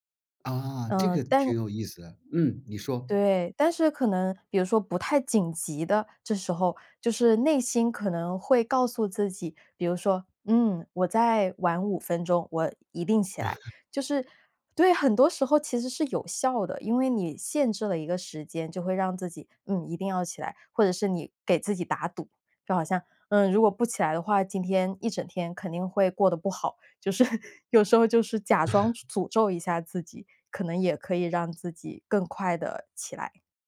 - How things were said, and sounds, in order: laugh; laughing while speaking: "就是"; laugh
- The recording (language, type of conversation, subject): Chinese, podcast, 你在拖延时通常会怎么处理？